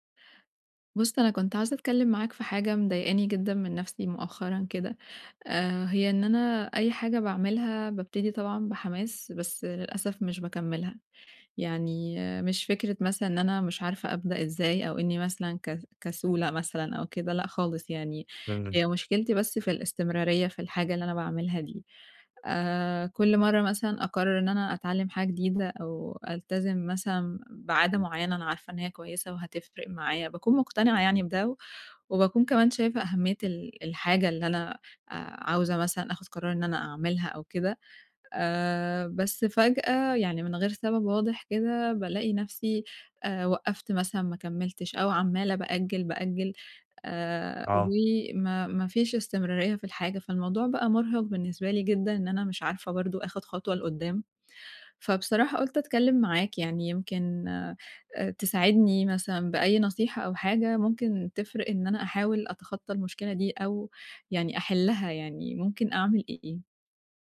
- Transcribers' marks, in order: unintelligible speech; tapping
- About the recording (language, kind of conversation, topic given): Arabic, advice, إزاي أبطل تسويف وأبني عادة تمرين يومية وأستمر عليها؟